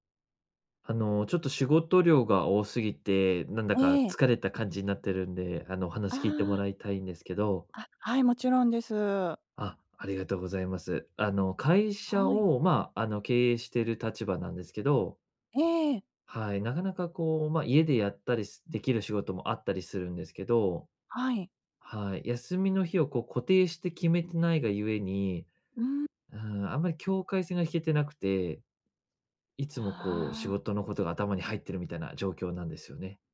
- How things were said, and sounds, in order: none
- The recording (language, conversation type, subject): Japanese, advice, 仕事量が多すぎるとき、どうやって適切な境界線を設定すればよいですか？